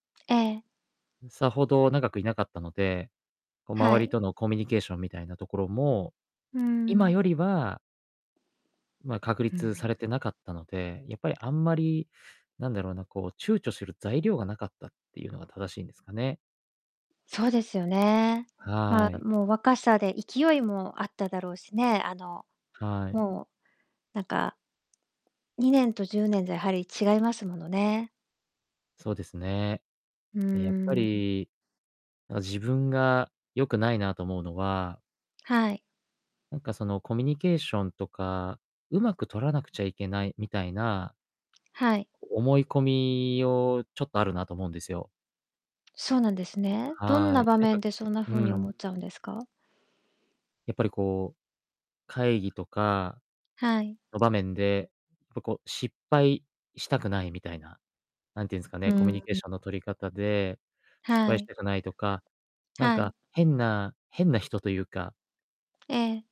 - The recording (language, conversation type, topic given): Japanese, advice, 新しい方向へ踏み出す勇気が出ないのは、なぜですか？
- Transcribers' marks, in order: distorted speech; other background noise; tapping